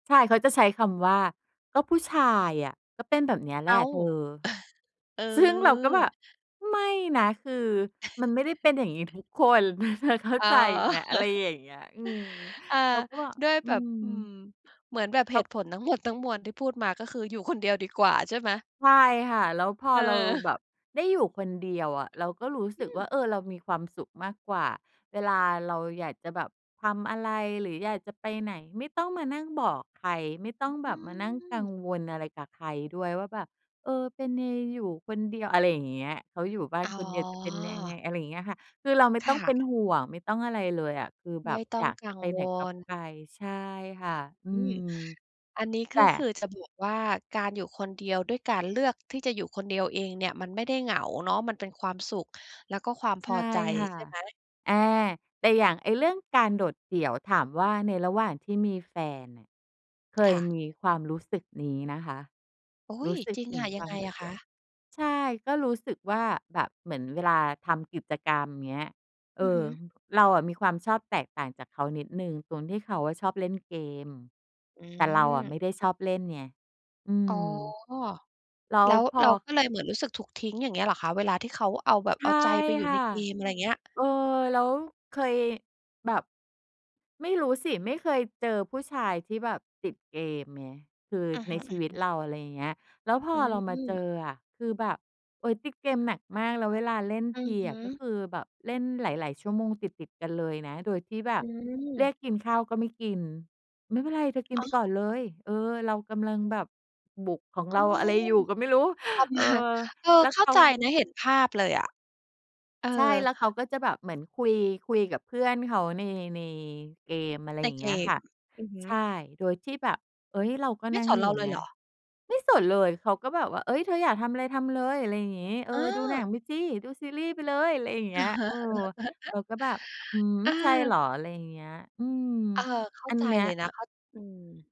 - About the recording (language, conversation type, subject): Thai, podcast, คุณคิดว่าการอยู่คนเดียวกับการโดดเดี่ยวต่างกันอย่างไร?
- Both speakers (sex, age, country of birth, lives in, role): female, 45-49, Thailand, Thailand, guest; female, 50-54, United States, United States, host
- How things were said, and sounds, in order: other background noise; chuckle; laughing while speaking: "หมด"; chuckle; tapping; lip smack; laughing while speaking: "ประมาณ"; laugh; other noise